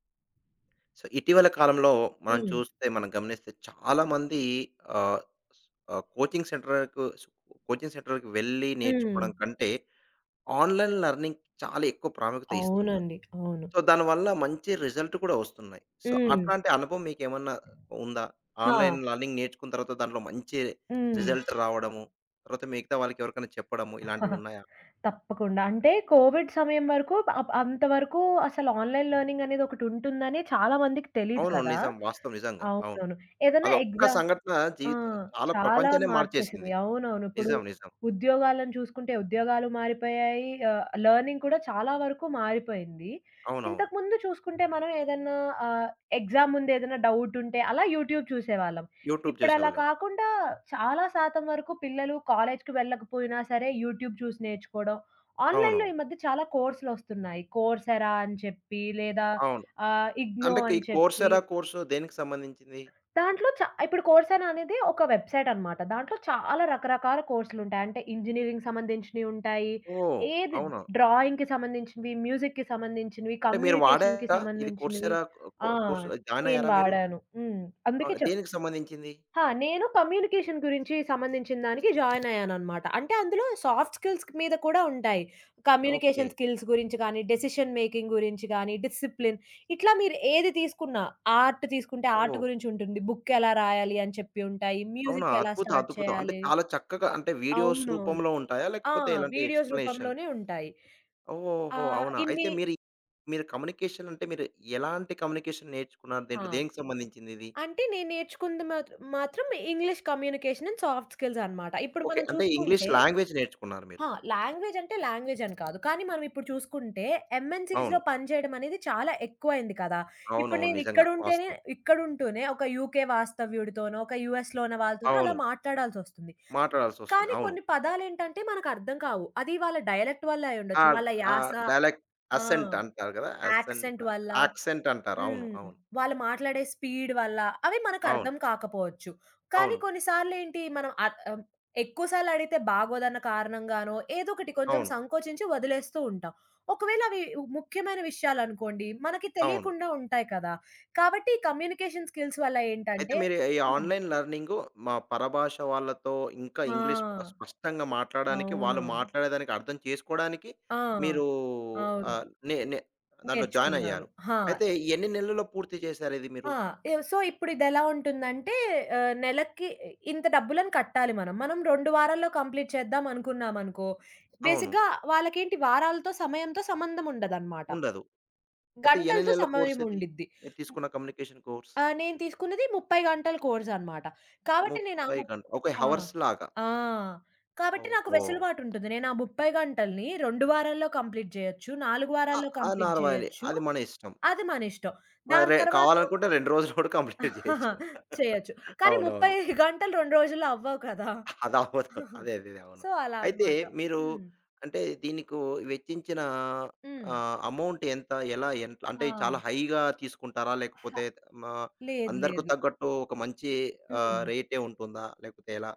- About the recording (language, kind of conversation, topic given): Telugu, podcast, ఆన్‌లైన్ లెర్నింగ్ మీకు ఎలా సహాయపడింది?
- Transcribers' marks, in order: other background noise; in English: "సో"; in English: "కోచింగ్ సెంటర్‌కు"; in English: "కోచింగ్ సెంటర్‌కి"; in English: "ఆన్‌లైన్ లెర్నింగ్‌కి"; in English: "సో"; tapping; in English: "రిజల్ట్"; in English: "సో"; in English: "ఆన్‌లైన్ లెర్నింగ్"; in English: "రిజల్ట్"; horn; giggle; in English: "కోవిడ్"; in English: "ఆన్‌లైన్"; in English: "లెర్నింగ్"; in English: "ఎగ్జామ్"; in English: "యూట్యూబ్"; in English: "యూట్యూబ్"; in English: "యూట్యూబ్"; in English: "ఆన్‌లైన్‌లో"; in English: "కోర్స్ ఎరా"; in English: "ఇగ్నో"; in English: "కోర్స్ ఎరా"; in English: "ఇంజనీరింగ్‌కి"; in English: "డ్రాయింగ్‌కి"; in English: "మ్యూజిక్‌కి"; in English: "కమ్యూనికేషన్‌కి"; in English: "కమ్యూనికేషన్"; in English: "సాఫ్ట్ స్కిల్స్"; in English: "కమ్యూనికేషన్ స్కిల్స్"; in English: "డెసిషన్ మేకింగ్"; in English: "డిసిప్లిన్"; in English: "ఆర్ట్"; in English: "ఆర్ట్"; in English: "వీడియోస్"; in English: "మ్యూజిక్"; in English: "స్టార్ట్"; in English: "ఎక్స్‌ప్లేనేషన్?"; in English: "వీడియోస్"; in English: "కమ్యూనికేషన్"; in English: "కమ్యూనికేషన్ అండ్ సాఫ్ట్ స్కిల్స్"; in English: "లాంగ్వేజ్"; in English: "లాంగ్వేజ్"; in English: "ఎంఎన్‌సిస్‌లో"; in English: "డయలెక్ట్"; in English: "డైలెక్ట్ అసెంట్"; in English: "అసెంట్"; in English: "యాక్సెంట్"; in English: "స్పీడ్"; in English: "కమ్యూనికేషన్ స్కిల్స్"; in English: "ఆన్‌లైన్"; in English: "సో"; in English: "కంప్లీట్"; in English: "బేసిక్‌గా"; in English: "కమ్యూనికేషన్ కోర్స్"; in English: "హవర్స్"; in English: "కంప్లీట్"; in English: "కంప్లీట్"; "వారాల్లో" said as "నార్వైలే"; laughing while speaking: "రెండు రోజుల్లో గూడా కంప్లీట్ జేయొచ్చు"; chuckle; in English: "కంప్లీట్"; laughing while speaking: "అదవ్వదు"; giggle; in English: "సో"; in English: "అమౌంట్"; in English: "హైగా"